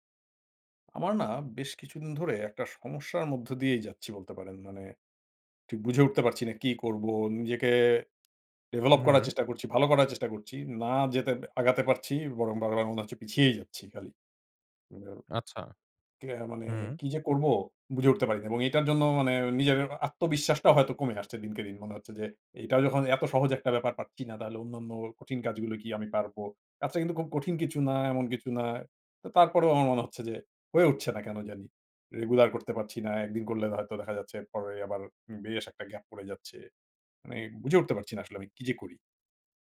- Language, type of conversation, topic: Bengali, advice, বাড়িতে ব্যায়াম করতে একঘেয়েমি লাগলে অনুপ্রেরণা কীভাবে খুঁজে পাব?
- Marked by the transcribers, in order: unintelligible speech